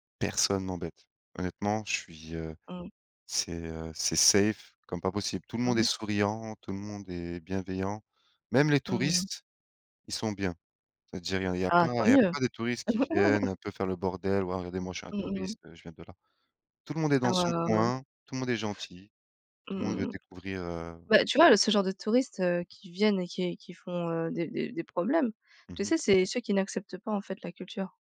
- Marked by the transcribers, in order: stressed: "Personne"; stressed: "safe"; laugh; other background noise; tapping
- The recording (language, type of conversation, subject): French, unstructured, Quelle est la plus grande surprise que tu as eue récemment ?